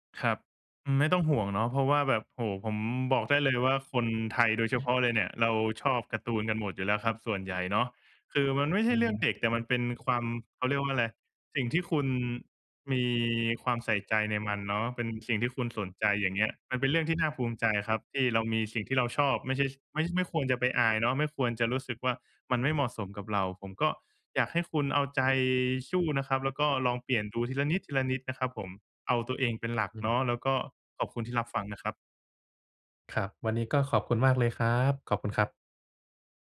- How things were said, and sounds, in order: chuckle
- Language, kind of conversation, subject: Thai, advice, ฉันจะรักษาความเป็นตัวของตัวเองท่ามกลางความคาดหวังจากสังคมและครอบครัวได้อย่างไรเมื่อรู้สึกสับสน?